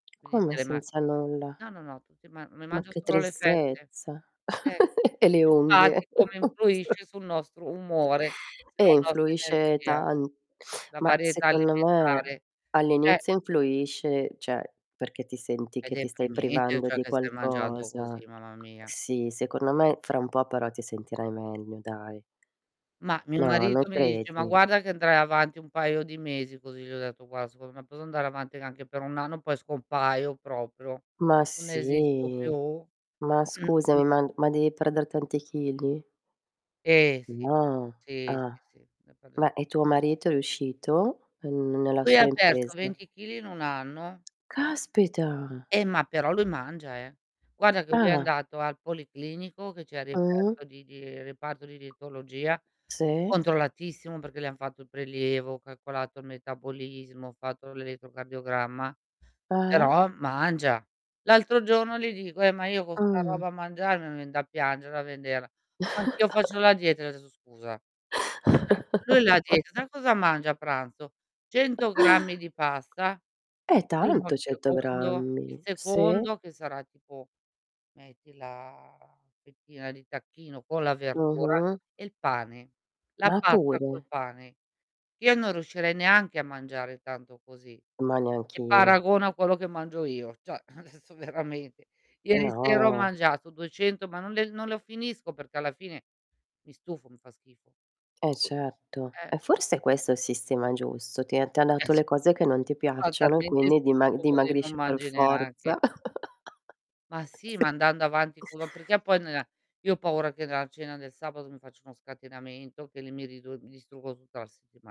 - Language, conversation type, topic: Italian, unstructured, Qual è l’importanza della varietà nella nostra dieta quotidiana?
- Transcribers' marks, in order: tapping; distorted speech; chuckle; "cioè" said as "ceh"; unintelligible speech; "cioè" said as "ceh"; drawn out: "sì"; throat clearing; unintelligible speech; other background noise; "calcolato" said as "cacolato"; chuckle; chuckle; "Cioè" said as "ceh"; chuckle; "cioè" said as "ceh"; laughing while speaking: "adesso veramente"; drawn out: "No"; laughing while speaking: "Eh cer"; laugh; laughing while speaking: "Sì"; "nella" said as "nea"